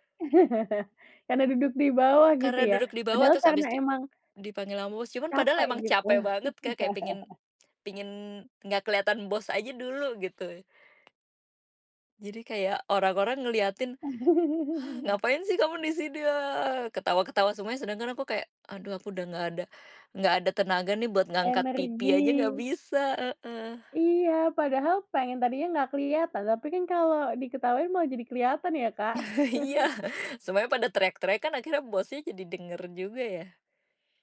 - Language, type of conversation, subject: Indonesian, podcast, Bagaimana kamu menggunakan humor dalam percakapan?
- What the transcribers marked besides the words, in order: chuckle; laugh; laugh; sigh; put-on voice: "Ngapain sih kamu di sini? hahaha"; laugh; laughing while speaking: "Iya"; chuckle